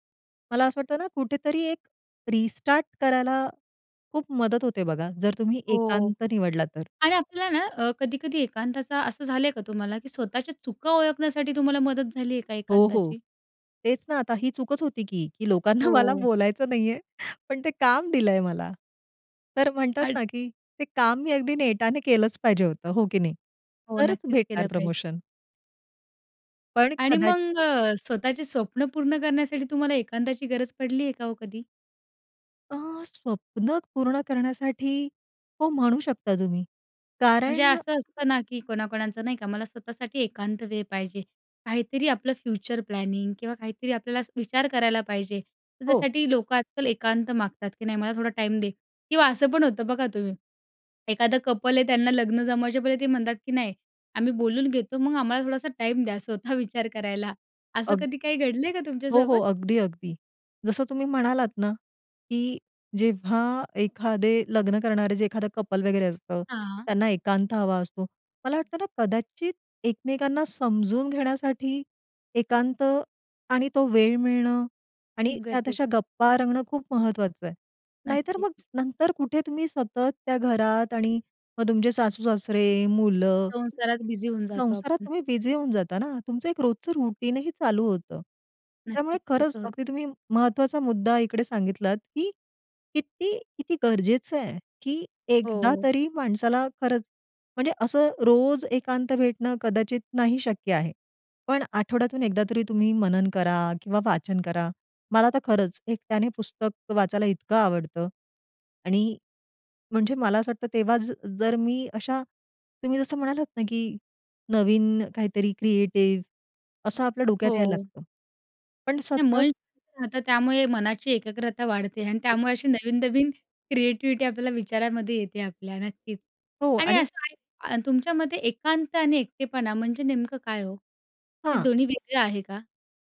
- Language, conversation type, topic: Marathi, podcast, कधी एकांत गरजेचा असतो असं तुला का वाटतं?
- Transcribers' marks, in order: tapping; laughing while speaking: "लोकांना मला बोलायचं नाहीये पण ते काम दिलंय मला"; other background noise; in English: "प्लॅनिंग"; in English: "कपल"; laughing while speaking: "स्वतः"; in English: "कपल"; in English: "रूटीनही"